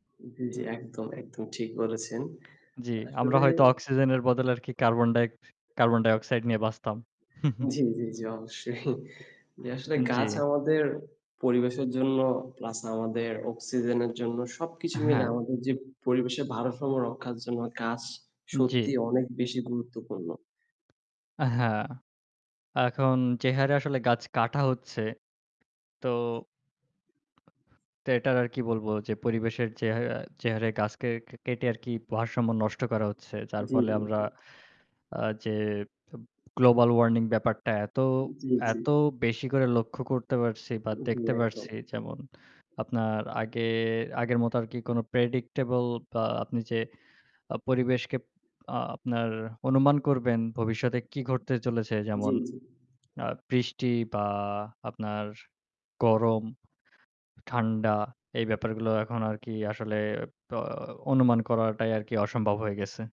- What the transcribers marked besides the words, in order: static; scoff; chuckle; bird; in English: "গ্লোবাল ওয়ার্নিং"
- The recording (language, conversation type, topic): Bengali, unstructured, আপনার মতে গাছ লাগানো কতটা জরুরি?